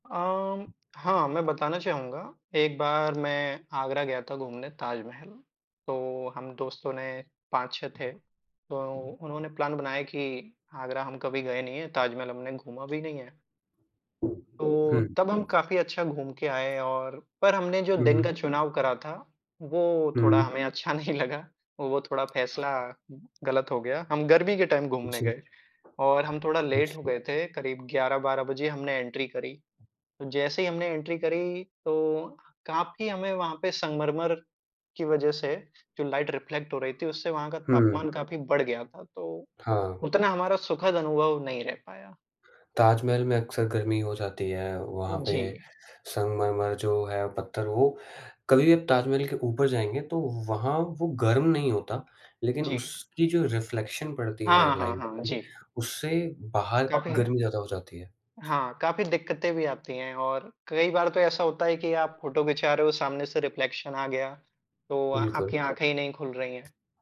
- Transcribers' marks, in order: other background noise; tapping; in English: "प्लान"; laughing while speaking: "अच्छा नहीं लगा"; in English: "टाइम"; in English: "लेट"; in English: "एंट्री"; in English: "एंट्री"; in English: "लाइट रिफ्लेक्ट"; in English: "रिफ्लेक्शन"; in English: "लाइट"; in English: "रिफ्लेक्शन"
- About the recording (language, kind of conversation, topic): Hindi, unstructured, आपकी सबसे यादगार यात्रा कौन-सी रही है?
- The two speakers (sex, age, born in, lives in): male, 20-24, India, India; male, 25-29, India, India